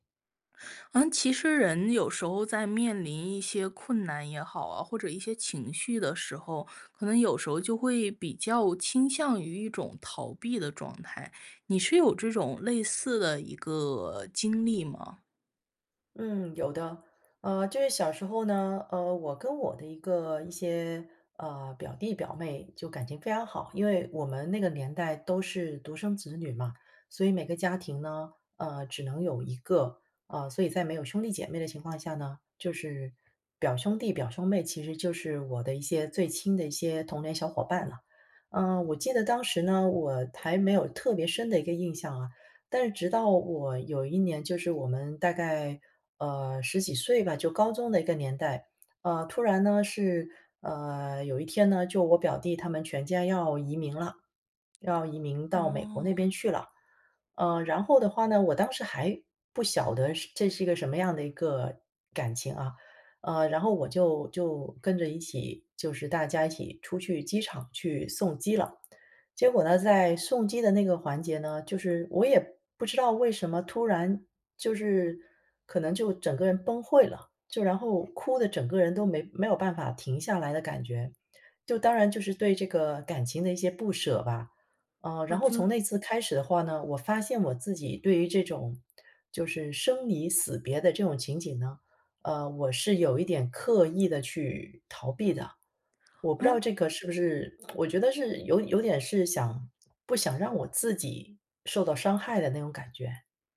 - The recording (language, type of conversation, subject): Chinese, podcast, 你觉得逃避有时候算是一种自我保护吗？
- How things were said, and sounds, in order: other background noise; "崩溃" said as "崩会"; lip smack